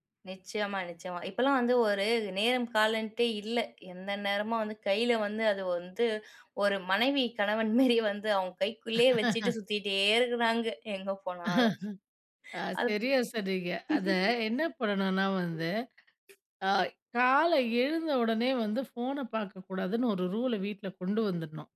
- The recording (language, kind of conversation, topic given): Tamil, podcast, திரை நேரத்தை குறைக்க நீங்கள் பயன்படுத்தும் வழிமுறைகள் என்ன?
- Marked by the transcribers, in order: laughing while speaking: "மனைவி கணவன் மேரி வந்து அவங்க கைக்குள்ளயே வச்சிட்டு சுத்திட்டே இருக்கிறாங்க! எங்க போனாலும். அது"; laugh; chuckle; laughing while speaking: "அ சரியா சொன்னீங்க. அத என்ன பண்ணணும்னா வந்து"; laugh; other background noise